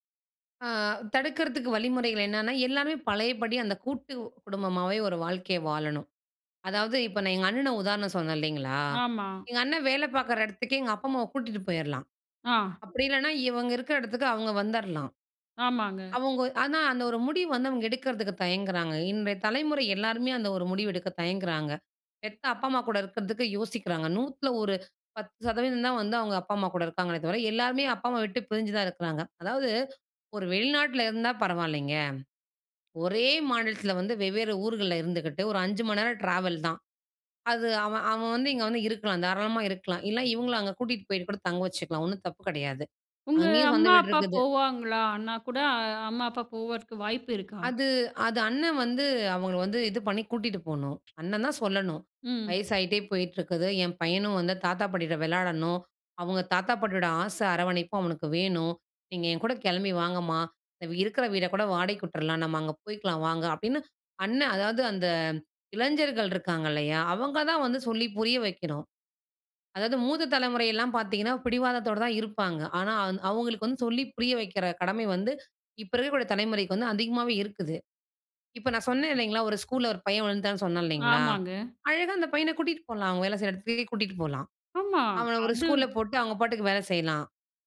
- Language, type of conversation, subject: Tamil, podcast, இணையமும் சமூக ஊடகங்களும் குடும்ப உறவுகளில் தலைமுறைகளுக்கிடையேயான தூரத்தை எப்படிக் குறைத்தன?
- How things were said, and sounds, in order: in English: "ட்ராவல்"; "போகுறதுக்கு" said as "போவறதுக்கு"; tapping